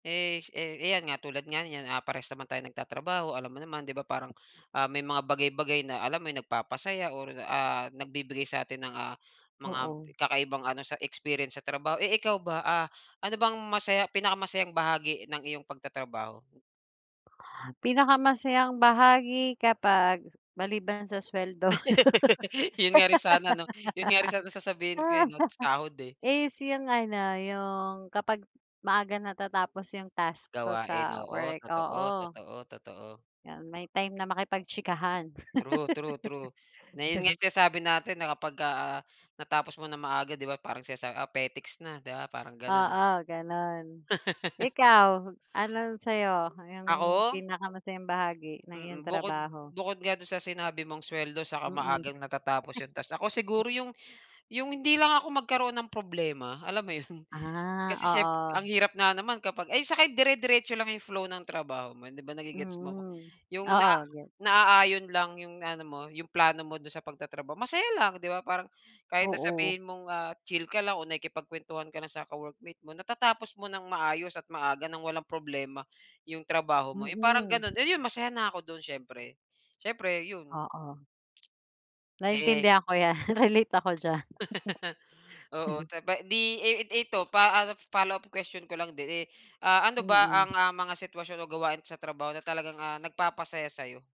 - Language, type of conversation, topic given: Filipino, unstructured, Ano ang pinakamasayang bahagi ng iyong trabaho?
- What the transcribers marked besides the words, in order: laugh; laugh; laugh; laugh; chuckle; tapping; laugh; chuckle; other background noise